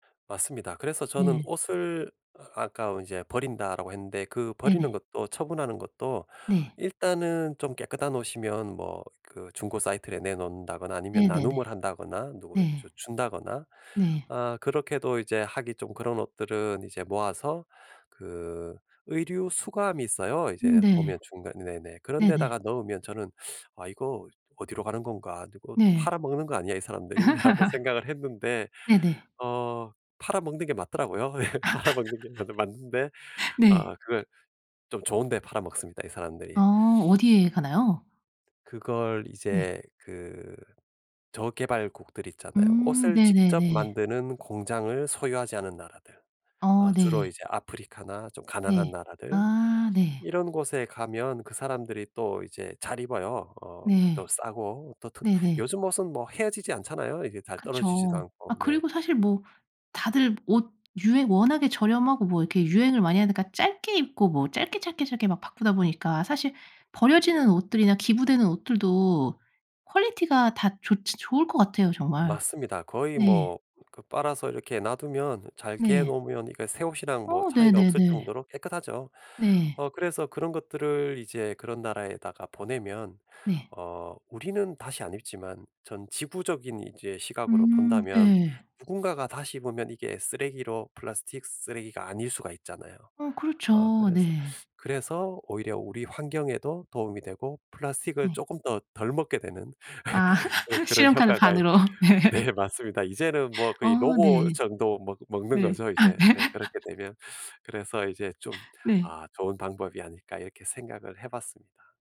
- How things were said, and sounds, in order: laughing while speaking: "사람들이?"; laugh; laughing while speaking: "라고 생각을"; laugh; laughing while speaking: "예 팔아먹는 게 맞는 맞는데"; laugh; laugh; laughing while speaking: "네 맞습니다"; laughing while speaking: "네"; laugh
- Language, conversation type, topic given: Korean, podcast, 플라스틱 사용을 줄이는 가장 쉬운 방법은 무엇인가요?